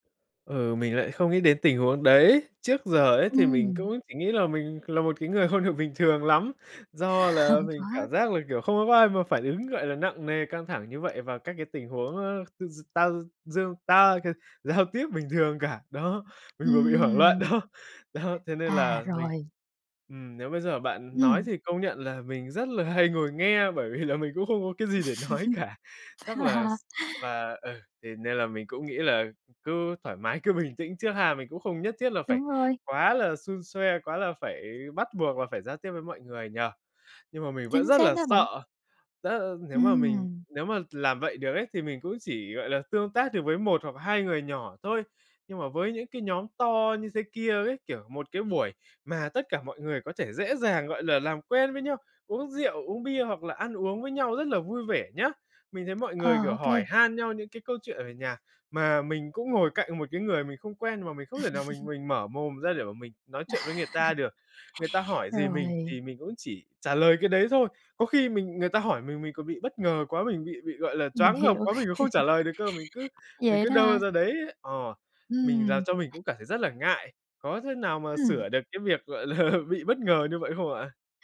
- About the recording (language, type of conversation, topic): Vietnamese, advice, Bạn đã trải qua cơn hoảng loạn như thế nào?
- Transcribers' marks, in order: laughing while speaking: "không được bình thường"; tapping; laughing while speaking: "giao tiếp"; laughing while speaking: "cả"; laughing while speaking: "hoảng loạn đó"; laughing while speaking: "bởi vì là"; laughing while speaking: "nói cả"; chuckle; chuckle; chuckle; chuckle; laughing while speaking: "gọi là"